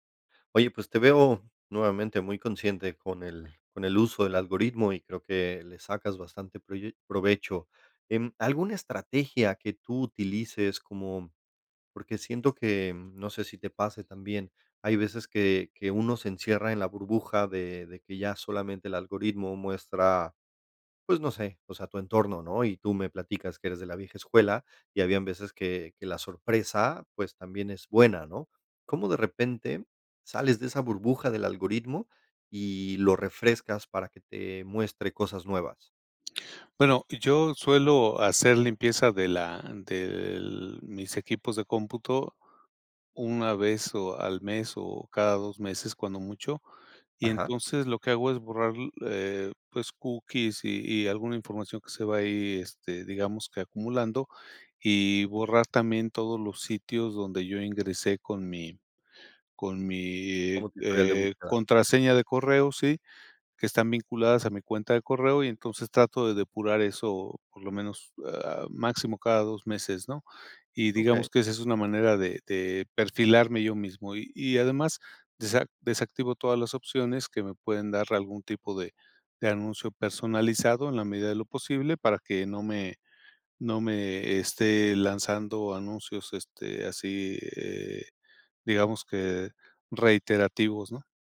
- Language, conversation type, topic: Spanish, podcast, ¿Cómo influye el algoritmo en lo que consumimos?
- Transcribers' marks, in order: none